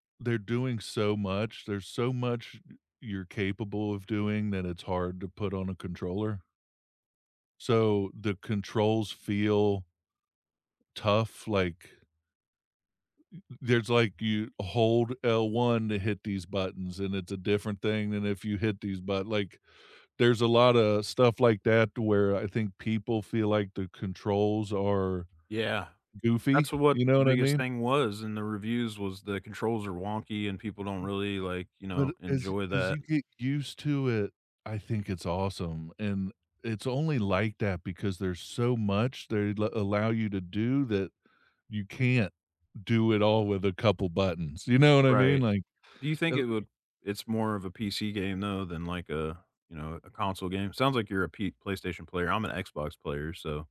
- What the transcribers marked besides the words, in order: other background noise
- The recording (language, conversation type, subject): English, unstructured, On game night, do you prefer board games, card games, or video games, and why?
- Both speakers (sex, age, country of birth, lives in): male, 40-44, United States, United States; male, 40-44, United States, United States